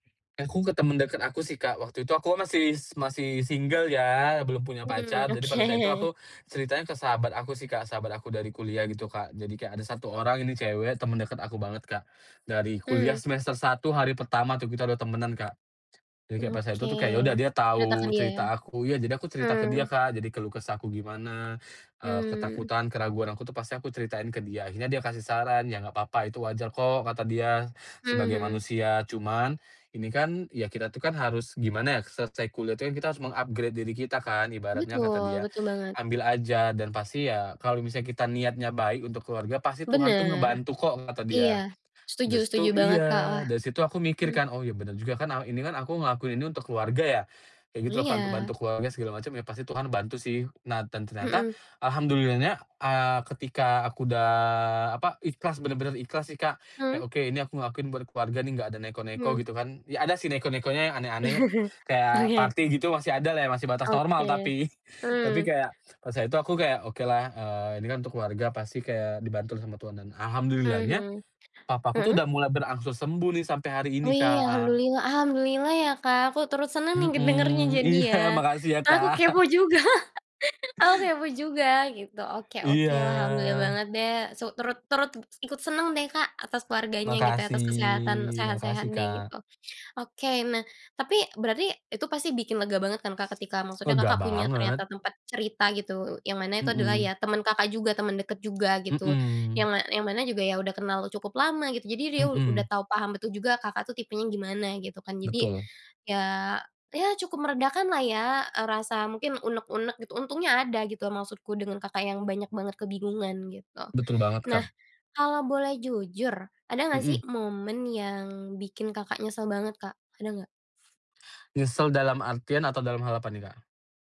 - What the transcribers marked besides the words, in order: laughing while speaking: "oke"; in English: "meng-upgrade"; drawn out: "udah"; chuckle; laughing while speaking: "Oke"; in English: "party"; chuckle; laughing while speaking: "iya"; chuckle; laughing while speaking: "juga"; chuckle; drawn out: "Iya"; drawn out: "Makasih"; tapping; other background noise
- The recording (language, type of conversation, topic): Indonesian, podcast, Pernahkah kamu merasa salah mengambil risiko, dan apa yang kamu pelajari dari pengalaman itu?